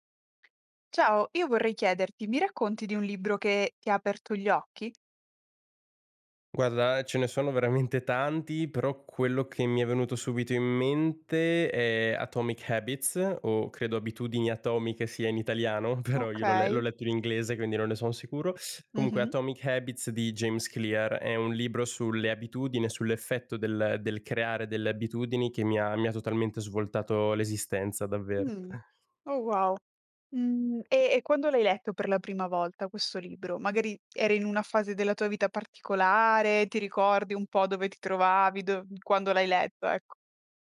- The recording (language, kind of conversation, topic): Italian, podcast, Qual è un libro che ti ha aperto gli occhi?
- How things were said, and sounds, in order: laughing while speaking: "veramente"; put-on voice: "Habits"; laughing while speaking: "però"; put-on voice: "Habits"; chuckle